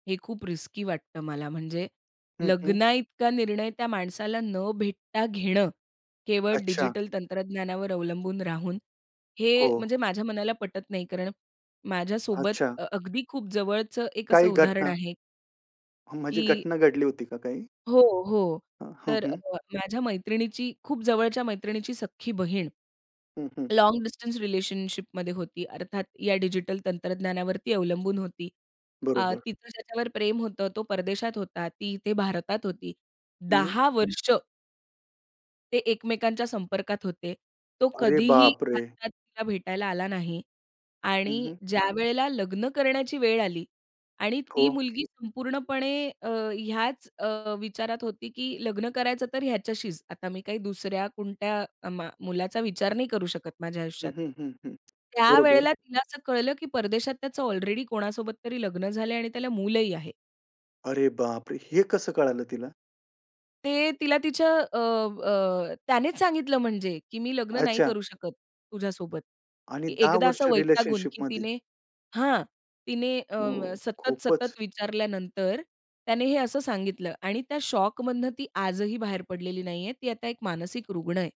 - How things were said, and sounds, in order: in English: "लाँग डिस्टन्स रिलेशनशिप"; other background noise; in English: "रिलेशनशिपमध्ये"
- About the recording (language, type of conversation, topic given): Marathi, podcast, डिजिटल तंत्रज्ञानाने नात्यांवर कसा परिणाम केला आहे?